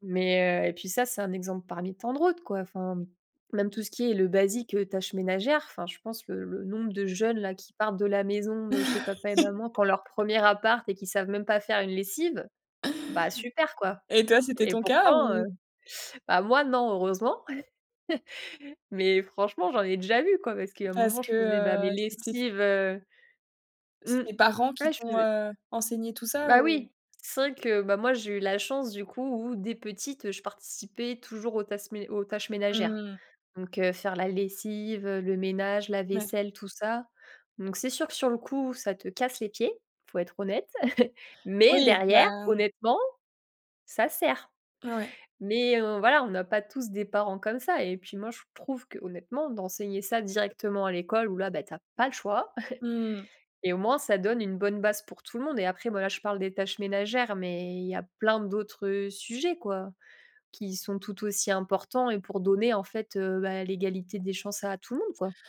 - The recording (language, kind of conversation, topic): French, podcast, Selon toi, comment l’école pourrait-elle mieux préparer les élèves à la vie ?
- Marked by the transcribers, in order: other background noise; tapping; laugh; laugh; chuckle